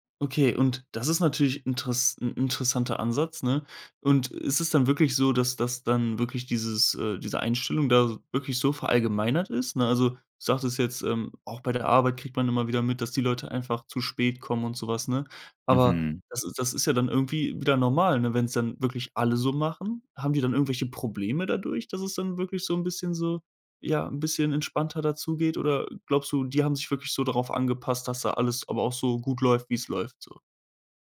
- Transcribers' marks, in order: none
- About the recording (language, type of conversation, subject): German, podcast, Erzählst du von einer Person, die dir eine Kultur nähergebracht hat?